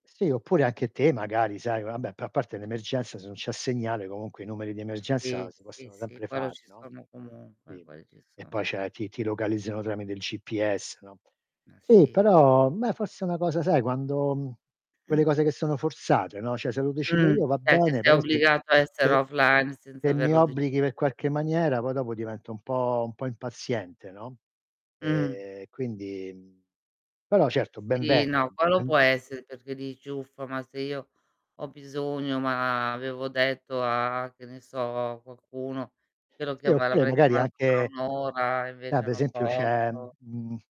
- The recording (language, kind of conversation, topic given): Italian, unstructured, In che modo il tempo trascorso offline può migliorare le nostre relazioni?
- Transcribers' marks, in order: "Sì" said as "tì"; other background noise; distorted speech; "cioè" said as "ceh"; throat clearing; "cioè" said as "ceh"; tapping